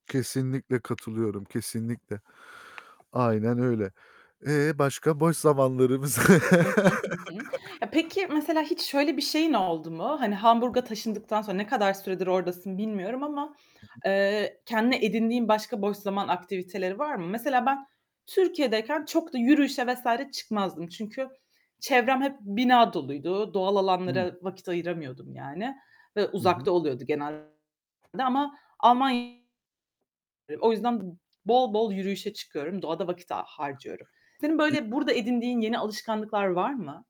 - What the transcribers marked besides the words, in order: tapping; static; laugh; other background noise; distorted speech
- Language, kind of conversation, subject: Turkish, unstructured, Boş zamanlarında yapmayı en çok sevdiğin şey nedir?